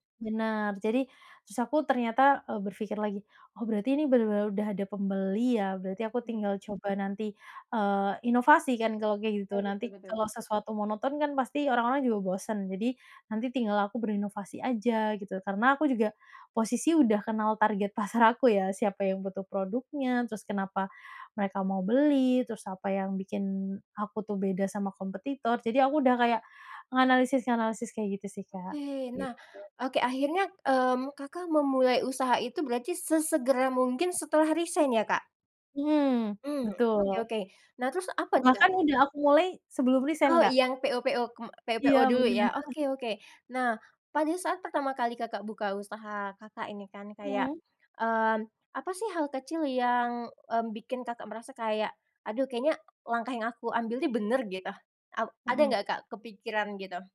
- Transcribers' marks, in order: in English: "resign"; in English: "resign"; laugh
- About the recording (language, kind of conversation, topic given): Indonesian, podcast, Apa saja yang perlu dipertimbangkan sebelum berhenti kerja dan memulai usaha sendiri?